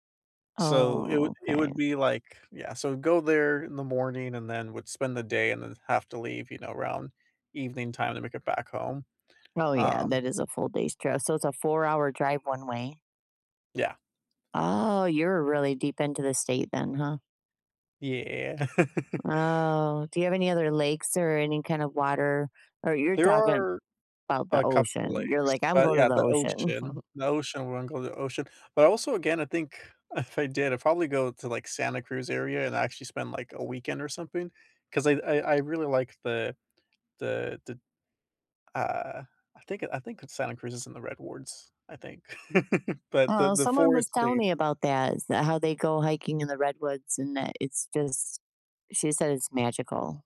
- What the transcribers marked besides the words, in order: laugh; chuckle; laugh; "forestry" said as "foresty"
- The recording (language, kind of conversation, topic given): English, unstructured, What is your favorite way to enjoy nature outdoors?
- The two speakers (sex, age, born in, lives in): female, 50-54, United States, United States; male, 20-24, United States, United States